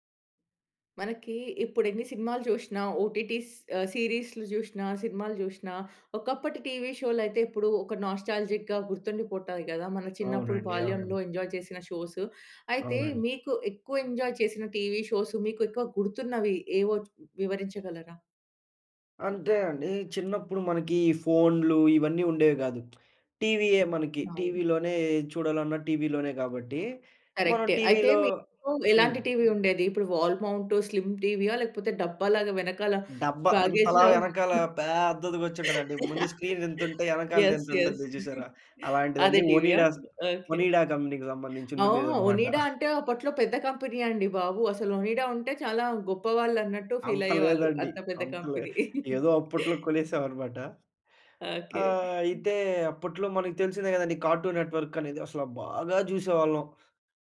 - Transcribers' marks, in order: in English: "ఓటిటీస్"; in English: "నాస్టాల్జిక్‌గా"; in English: "ఎంజాయ్"; in English: "షోస్"; in English: "ఎంజాయ్"; in English: "టీవీ షోస్"; other noise; tapping; in English: "వాల్ మౌంట్ స్లిమ్ టీవీ"; in English: "బ్యాగేజ్"; in English: "స్క్రీన్"; laugh; in English: "యెస్. యెస్"; in English: "కంపెనీ"; in English: "ఫీల్"; in English: "కంపెనీ"; laugh; gasp; in English: "కార్టూన్ నెట్వర్క్"
- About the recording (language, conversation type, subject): Telugu, podcast, చిన్నతనంలో మీరు చూసిన టెలివిజన్ కార్యక్రమం ఏది?